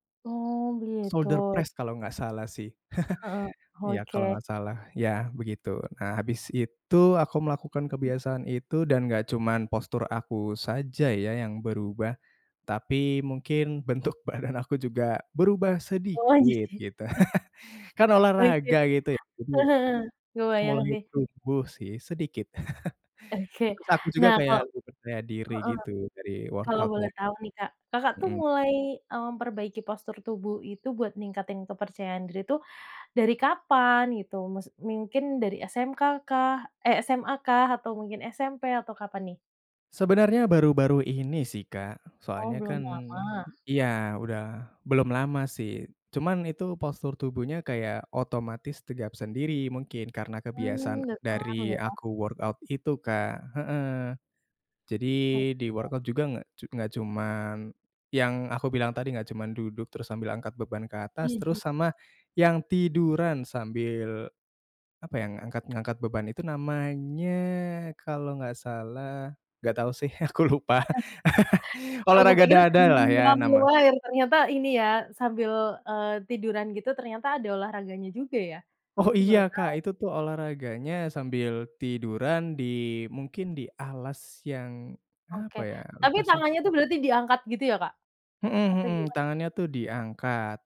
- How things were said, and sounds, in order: in English: "shoulder press"; other background noise; chuckle; laughing while speaking: "bentuk badan"; laughing while speaking: "jadi"; chuckle; chuckle; in English: "workout-nya"; "mungkin" said as "mingkin"; in English: "workout"; in English: "workout"; laughing while speaking: "aku lupa"; laugh; laughing while speaking: "Oh"
- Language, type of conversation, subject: Indonesian, podcast, Kebiasaan sehari-hari apa yang paling membantu meningkatkan rasa percaya dirimu?